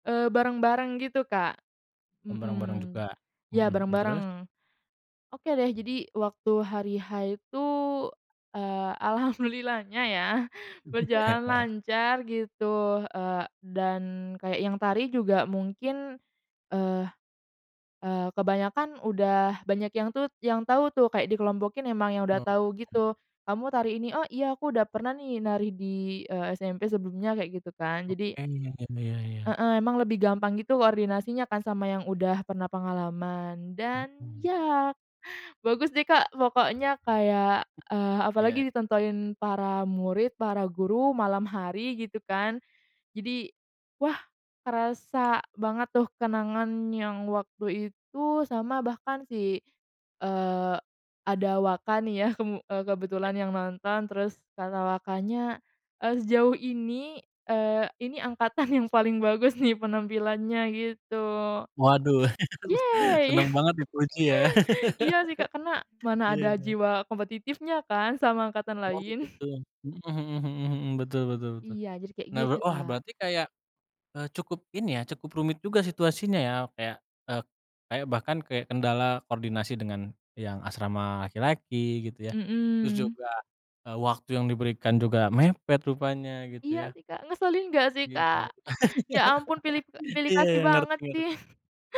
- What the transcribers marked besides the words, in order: tapping; laughing while speaking: "alhamdulillahnya ya"; chuckle; other background noise; laughing while speaking: "ya"; laughing while speaking: "angkatan"; laughing while speaking: "nih"; laugh; laugh; laugh; laughing while speaking: "sih"
- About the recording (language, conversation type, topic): Indonesian, podcast, Apa pengalaman belajar paling berkesan yang kamu alami waktu sekolah, dan bagaimana ceritanya?